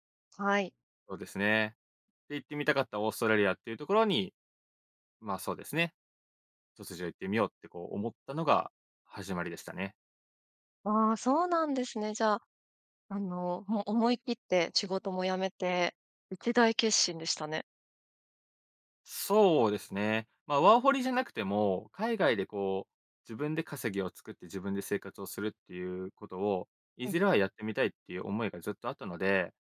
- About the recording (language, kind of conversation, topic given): Japanese, podcast, 初めて一人でやり遂げたことは何ですか？
- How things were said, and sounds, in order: none